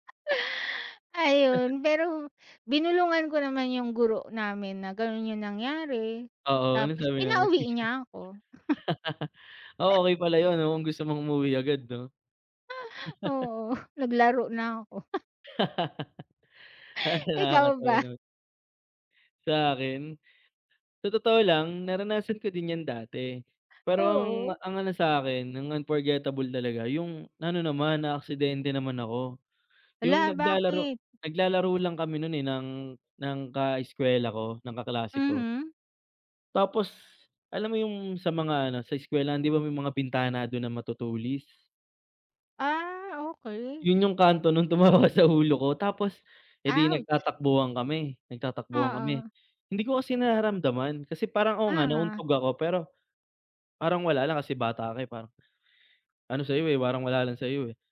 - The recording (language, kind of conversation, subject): Filipino, unstructured, Paano mo ikinukumpara ang pag-aaral sa internet at ang harapang pag-aaral, at ano ang pinakamahalagang natutuhan mo sa paaralan?
- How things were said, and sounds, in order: chuckle; laughing while speaking: "teacher?"; chuckle; chuckle; laugh; laughing while speaking: "Talagang"; laughing while speaking: "tumama"; tapping